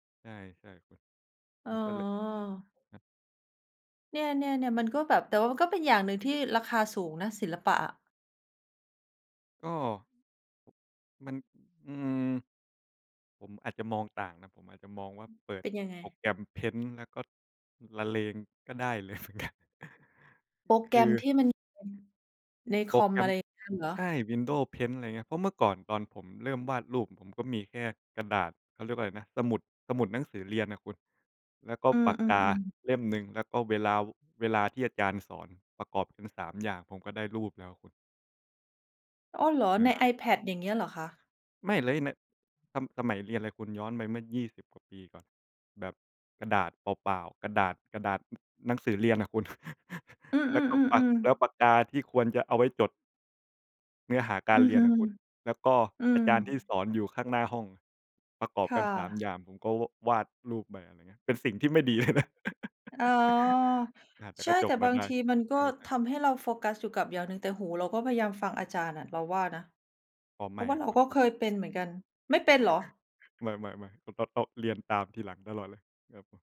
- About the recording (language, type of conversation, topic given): Thai, unstructured, ศิลปะช่วยให้เรารับมือกับความเครียดอย่างไร?
- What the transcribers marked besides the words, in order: laughing while speaking: "เหมือนกัน"; unintelligible speech; chuckle; laughing while speaking: "เลยนะ"; chuckle; chuckle